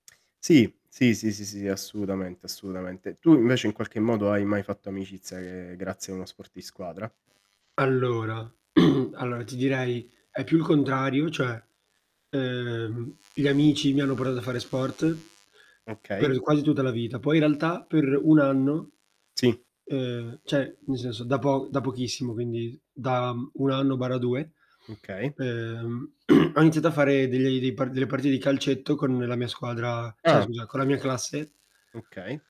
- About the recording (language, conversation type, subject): Italian, unstructured, Che cosa ti piace di più degli sport di squadra?
- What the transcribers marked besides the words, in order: mechanical hum; static; throat clearing; "cioè" said as "ceh"; throat clearing; "cioè" said as "ceh"; distorted speech